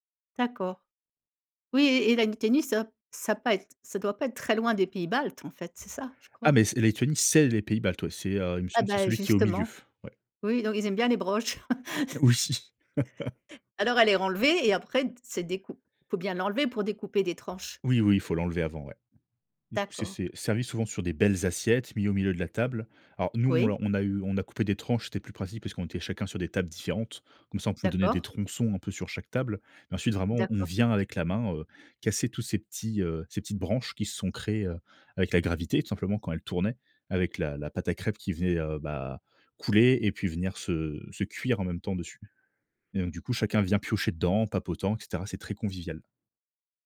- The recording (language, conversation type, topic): French, podcast, Quel plat découvert en voyage raconte une histoire selon toi ?
- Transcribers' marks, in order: other background noise; laugh; laughing while speaking: "Oui"; laugh